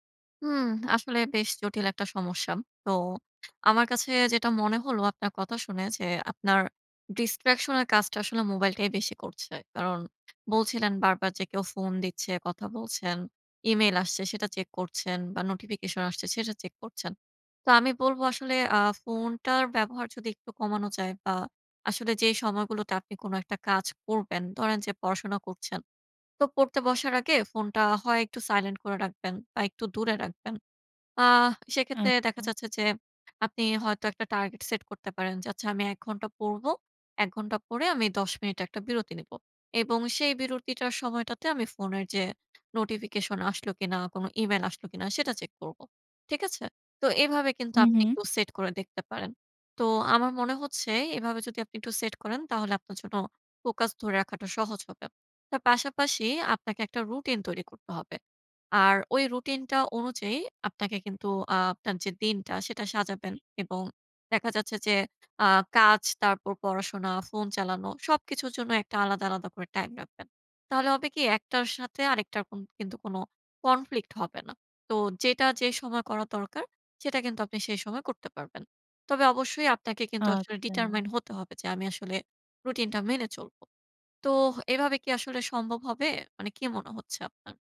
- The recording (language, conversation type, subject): Bengali, advice, বহু কাজের মধ্যে কীভাবে একাগ্রতা বজায় রেখে কাজ শেষ করতে পারি?
- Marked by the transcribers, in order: in English: "Distraction"; horn; in English: "conflict"; in English: "determine"